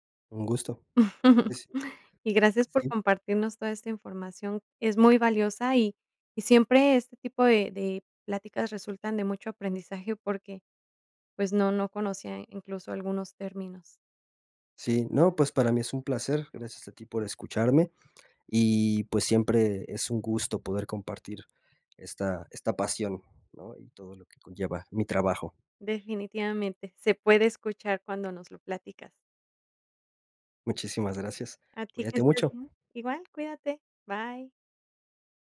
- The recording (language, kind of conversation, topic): Spanish, podcast, ¿Qué decisión cambió tu vida?
- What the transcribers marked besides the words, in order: giggle; other background noise; unintelligible speech